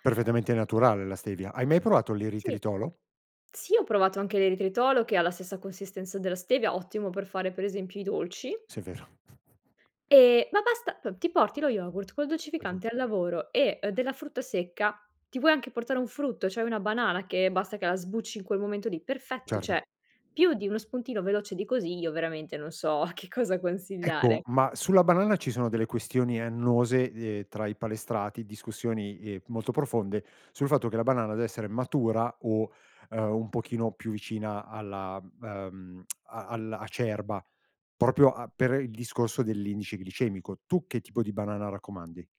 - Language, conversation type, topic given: Italian, podcast, Hai qualche trucco per mangiare sano anche quando hai poco tempo?
- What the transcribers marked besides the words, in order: snort; unintelligible speech; "cioè" said as "ceh"; other background noise; tsk